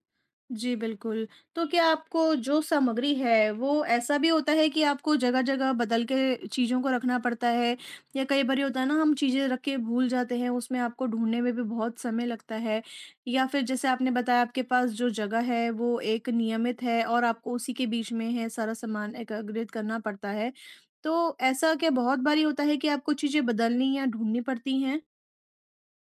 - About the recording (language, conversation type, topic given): Hindi, advice, टूल्स और सामग्री को स्मार्ट तरीके से कैसे व्यवस्थित करें?
- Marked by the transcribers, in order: none